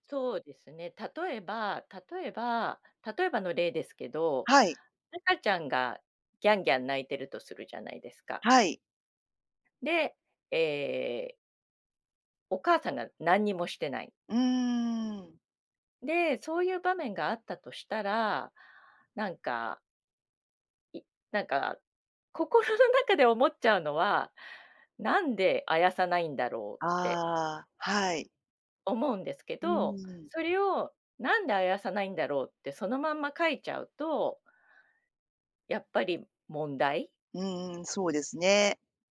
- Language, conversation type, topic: Japanese, podcast, SNSでの言葉づかいには普段どのくらい気をつけていますか？
- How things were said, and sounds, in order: none